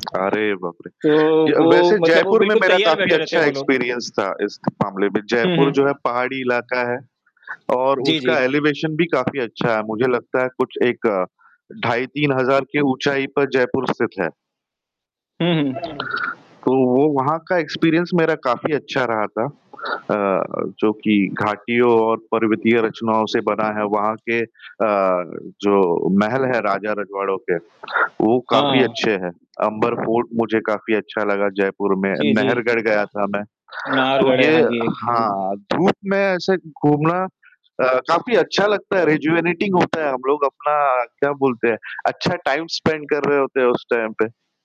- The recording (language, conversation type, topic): Hindi, unstructured, गर्मी की छुट्टियाँ बिताने के लिए आप पहाड़ों को पसंद करते हैं या समुद्र तट को?
- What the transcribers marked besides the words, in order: other noise; static; distorted speech; in English: "एक्सपीरियंस"; tapping; in English: "एलिवेशन"; in English: "एक्सपीरियंस"; in English: "रेजुवेटिंग"; in English: "टाइम स्पेंड"; in English: "टाइम"